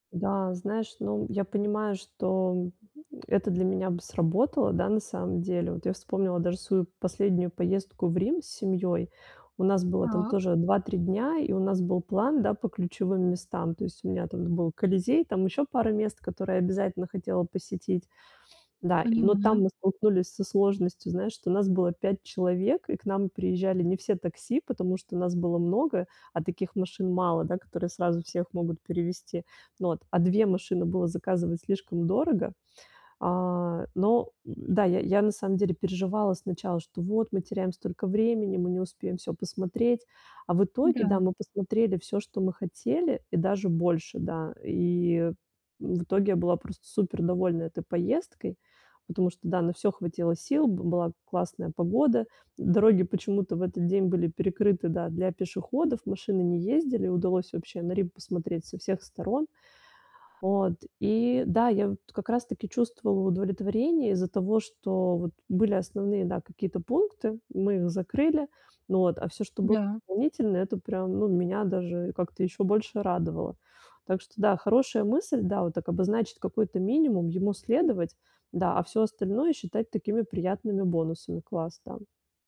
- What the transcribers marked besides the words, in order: other background noise
- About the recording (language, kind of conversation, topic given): Russian, advice, Как лучше планировать поездки, чтобы не терять время?
- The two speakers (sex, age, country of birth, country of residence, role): female, 30-34, Russia, Estonia, advisor; female, 40-44, Russia, Italy, user